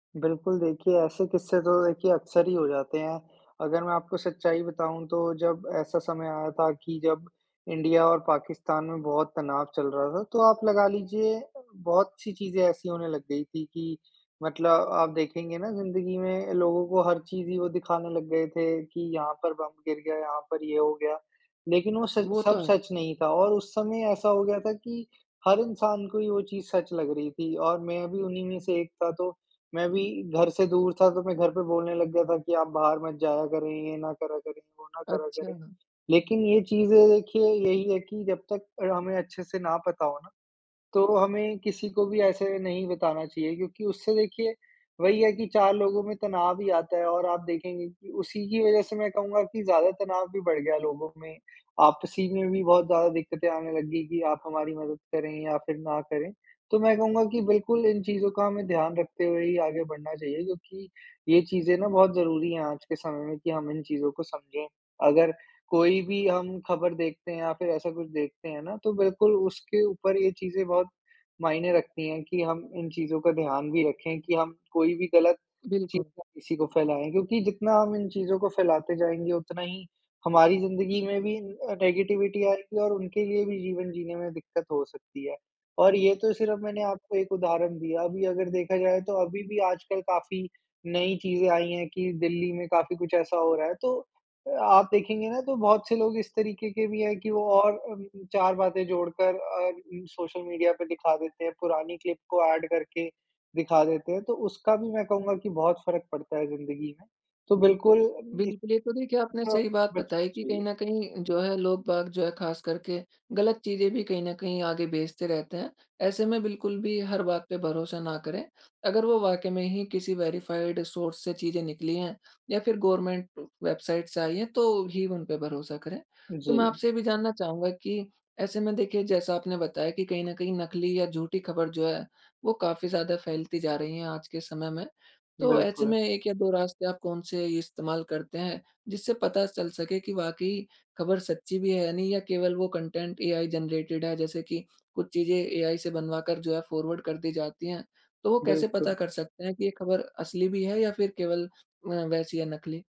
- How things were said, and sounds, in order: tapping; in English: "नेगेटिविटी"; in English: "क्लिप"; in English: "ऐड"; in English: "वेरिफ़ाइड सोर्स"; in English: "कंटेंट एआई जनरेटेड"; in English: "फॉरवर्ड"
- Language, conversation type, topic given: Hindi, podcast, ऑनलाइन खबरों की सच्चाई आप कैसे जाँचते हैं?